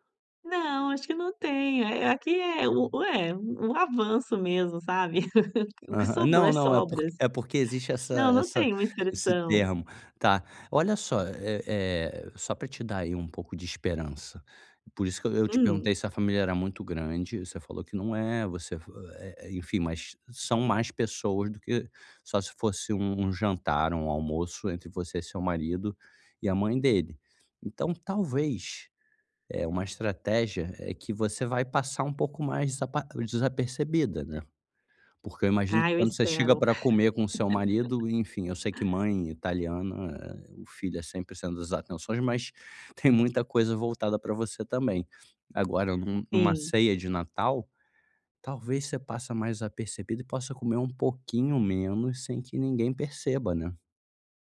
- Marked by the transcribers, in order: chuckle; chuckle
- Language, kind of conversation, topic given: Portuguese, advice, Como posso lidar com a pressão social para comer mais durante refeições em grupo?